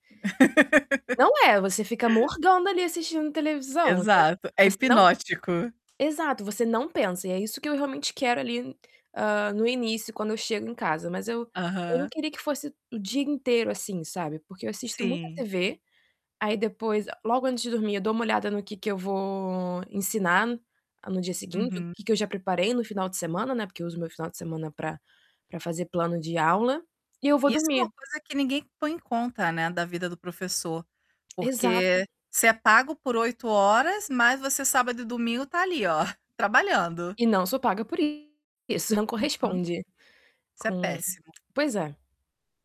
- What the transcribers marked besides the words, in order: laugh; tapping; chuckle; distorted speech
- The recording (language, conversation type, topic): Portuguese, advice, Como posso equilibrar meu trabalho com o tempo dedicado a hobbies criativos?
- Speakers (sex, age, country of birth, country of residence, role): female, 25-29, Brazil, France, user; female, 40-44, Brazil, Italy, advisor